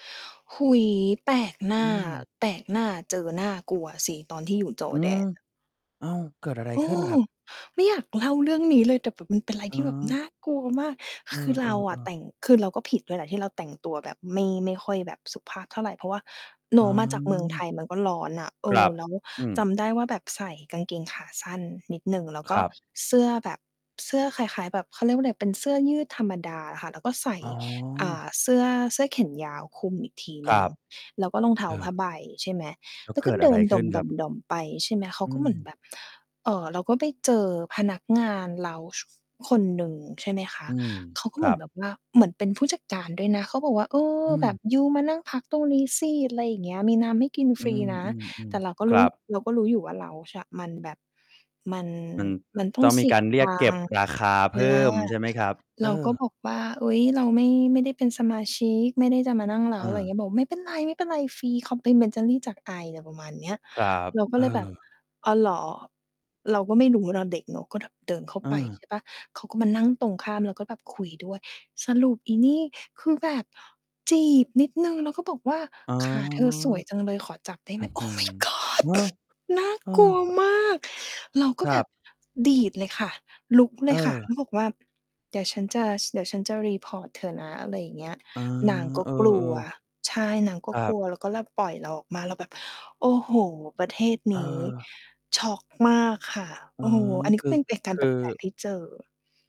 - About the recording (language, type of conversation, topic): Thai, podcast, คุณเคยเจอคนที่พาคุณไปยังมุมลับที่นักท่องเที่ยวทั่วไปไม่รู้จักไหม?
- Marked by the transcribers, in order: distorted speech; tapping; other background noise; in English: "complimentary"; in English: "Oh My God"; in English: "report"; mechanical hum